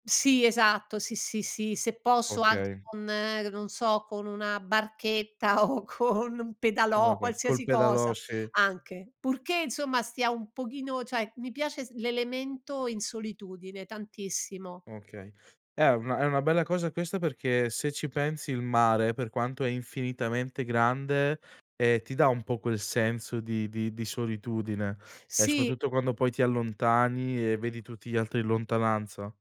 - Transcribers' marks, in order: laughing while speaking: "o con"; "cioè" said as "ceh"
- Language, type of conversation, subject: Italian, podcast, Qual è il tuo luogo naturale preferito e perché?